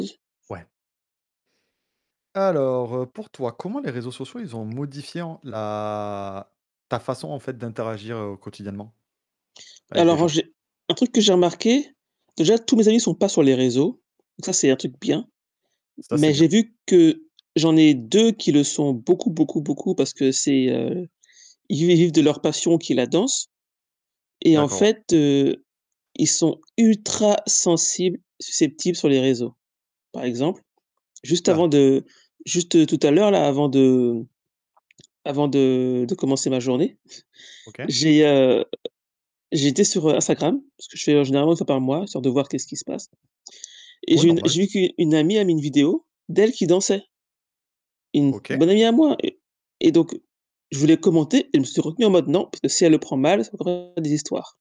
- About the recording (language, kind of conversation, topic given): French, unstructured, Comment les réseaux sociaux ont-ils transformé vos interactions au quotidien ?
- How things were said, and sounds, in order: other background noise; static; tapping; drawn out: "la"; distorted speech